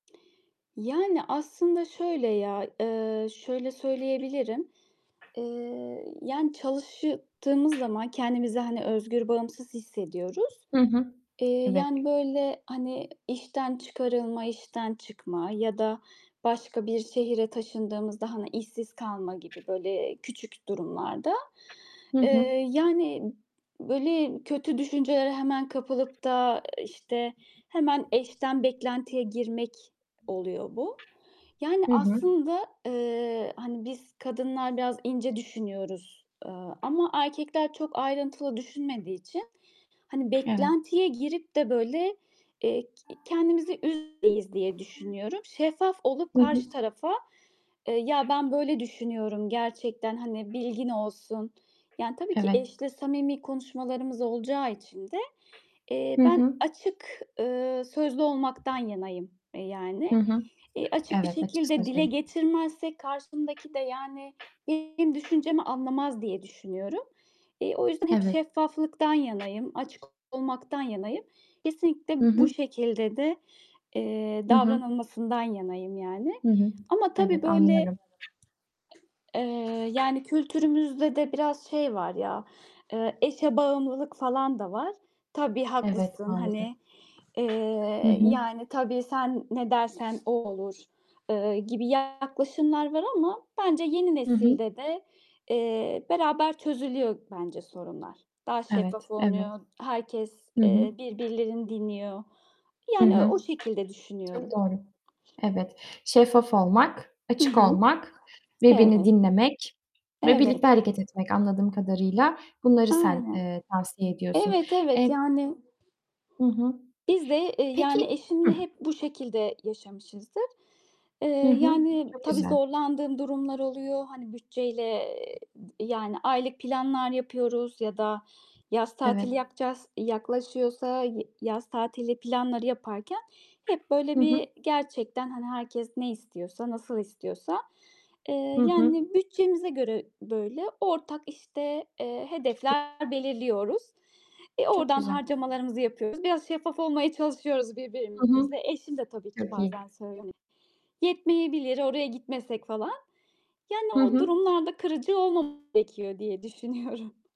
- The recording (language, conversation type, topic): Turkish, podcast, Eşler arasında para konuşmak zor geliyorsa bu konuşmaya nasıl başlanır?
- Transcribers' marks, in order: tapping; static; other background noise; distorted speech; mechanical hum; unintelligible speech; background speech; laughing while speaking: "düşünüyorum"